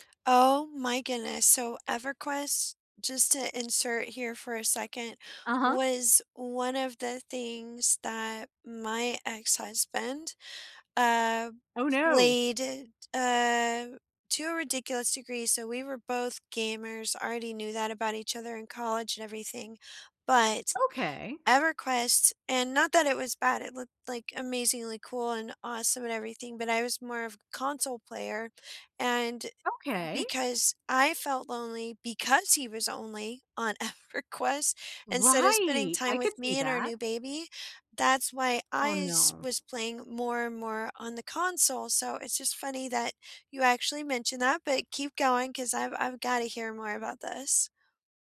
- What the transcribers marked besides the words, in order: other background noise; laughing while speaking: "EverQuest"
- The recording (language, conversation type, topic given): English, unstructured, What hobby should I pick up to cope with a difficult time?